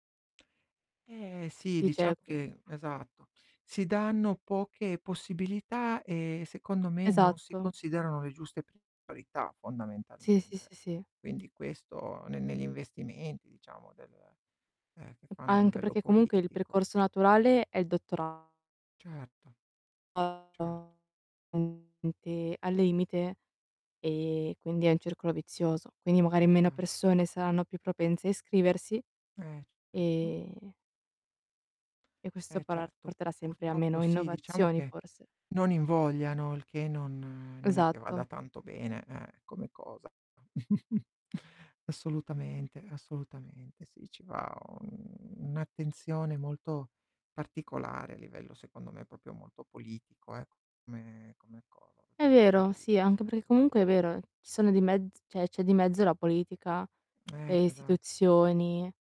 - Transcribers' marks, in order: tapping; distorted speech; "cioè" said as "ceh"; other background noise; unintelligible speech; drawn out: "e"; chuckle; drawn out: "un"; "proprio" said as "propio"; "perché" said as "perè"; "cioè" said as "ceh"
- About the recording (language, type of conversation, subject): Italian, unstructured, Quale invenzione scientifica ti sembra più utile oggi?